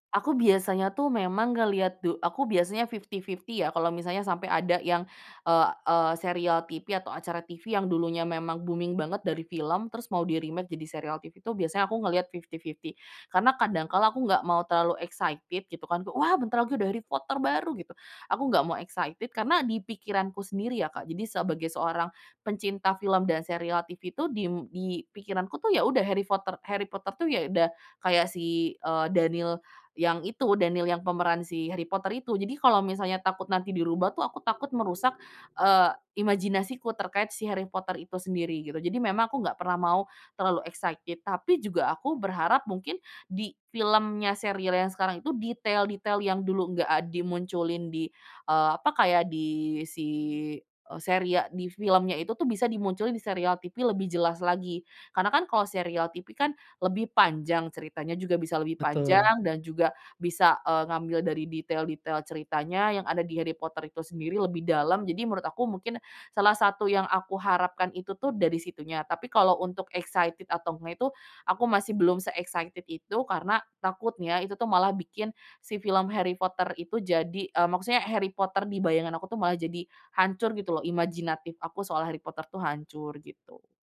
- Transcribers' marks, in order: in English: "fifty-fifty"; in English: "booming"; in English: "di-remake"; in English: "fifty-fifty"; in English: "excited"; in English: "excited"; other street noise; in English: "excited"; "serial" said as "seria"; in English: "excited"; in English: "se-excited"
- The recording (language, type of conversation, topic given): Indonesian, podcast, Mengapa banyak acara televisi dibuat ulang atau dimulai ulang?